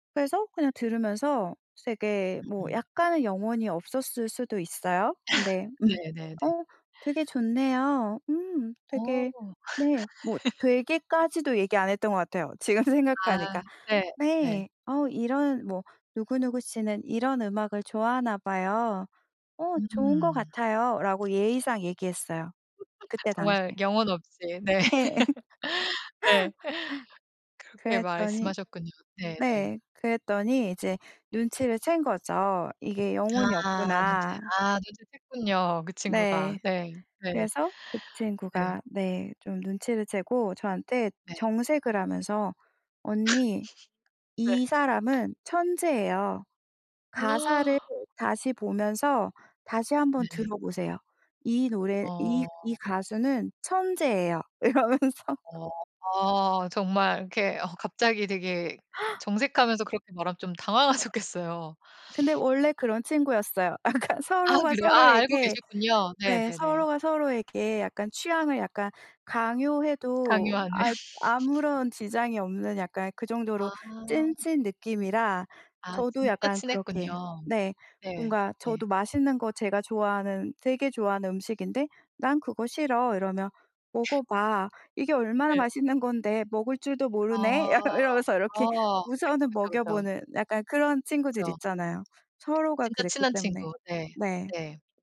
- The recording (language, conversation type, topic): Korean, podcast, 친구나 가족이 소개해준 음악 중에 특히 기억에 남는 곡은 무엇인가요?
- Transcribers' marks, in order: laugh; other background noise; laugh; laugh; laughing while speaking: "네"; laughing while speaking: "네"; laugh; laugh; gasp; laughing while speaking: "이러면서"; gasp; sniff; laughing while speaking: "약간"; tapping; laughing while speaking: "강요하는"; laugh; other noise; laughing while speaking: "약간 이러면서"